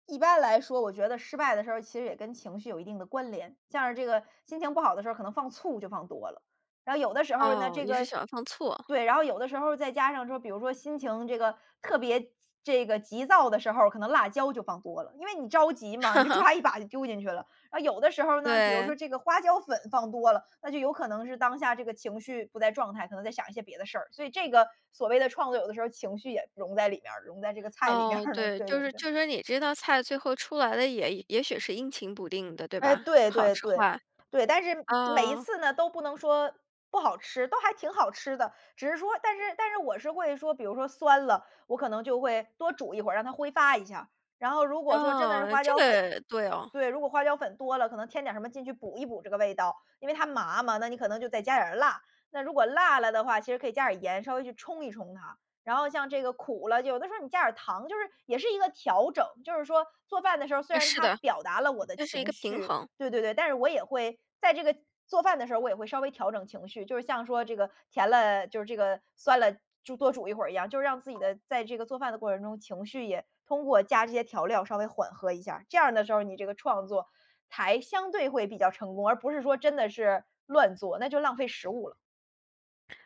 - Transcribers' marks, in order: tapping; laughing while speaking: "抓"; laugh; laughing while speaking: "面儿了，对 对 对"; other background noise; alarm
- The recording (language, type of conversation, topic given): Chinese, podcast, 如何把做饭当成创作